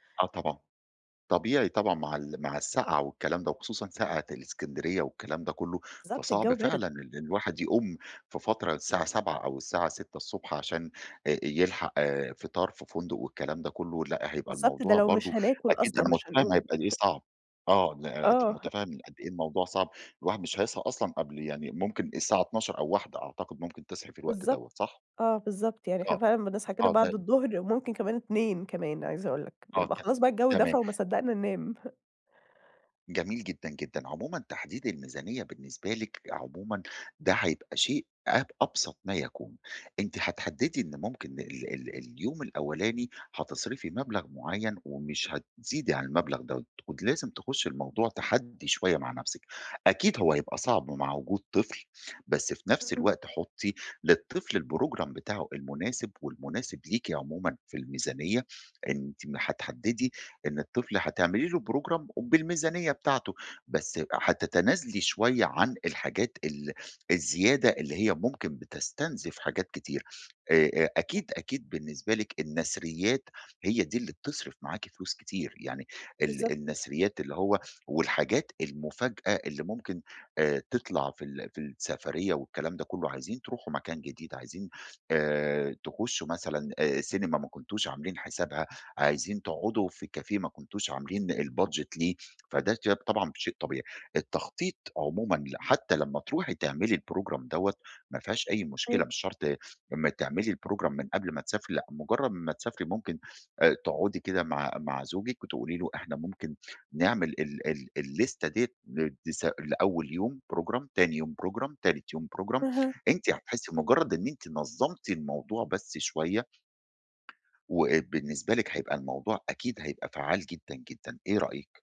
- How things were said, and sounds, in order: chuckle; chuckle; in English: "الprogram"; in English: "program"; unintelligible speech; in French: "كافيه"; in English: "الbudget"; unintelligible speech; in English: "الprogram"; in English: "الprogram"; in English: "الليستة"; in English: "program"; in English: "program"; in English: "program"
- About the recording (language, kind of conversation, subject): Arabic, advice, إزاي أخطط ميزانية الإجازة وأتعامل مع المصاريف المفاجئة؟